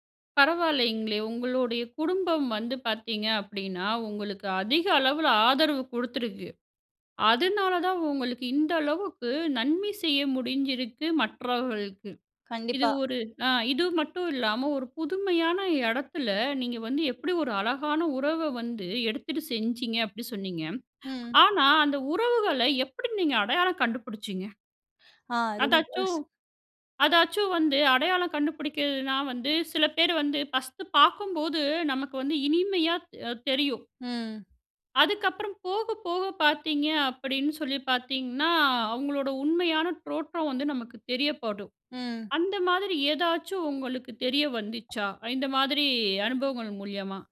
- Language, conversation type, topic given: Tamil, podcast, புதிய இடத்தில் உண்மையான உறவுகளை எப்படிச் தொடங்கினீர்கள்?
- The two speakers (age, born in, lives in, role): 30-34, India, India, guest; 35-39, India, India, host
- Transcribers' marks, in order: other background noise; "தோற்றம்" said as "டோற்றம்"; other noise